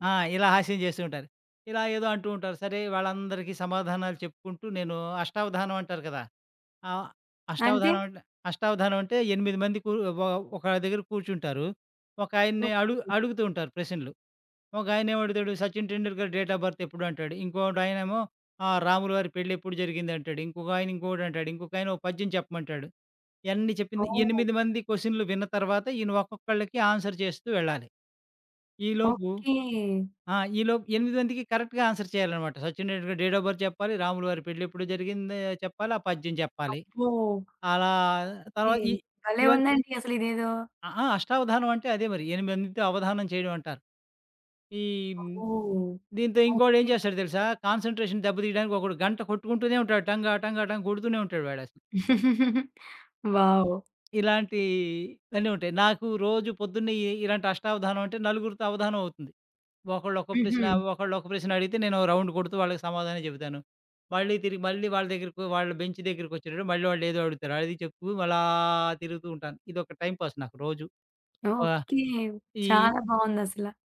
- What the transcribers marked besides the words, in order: tapping; in English: "డేట్ ఆఫ్ భర్త్"; in English: "ఆన్సర్"; in English: "కరెక్ట్‌గా ఆన్సర్"; in English: "డేట్ ఆఫ్ భర్త్"; other background noise; in English: "కాన్సంట్రేషన్"; chuckle; in English: "వావ్!"; in English: "టైమ్ పాస్"
- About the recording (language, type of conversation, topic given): Telugu, podcast, రోజువారీ పనిలో ఆనందం పొందేందుకు మీరు ఏ చిన్న అలవాట్లు ఎంచుకుంటారు?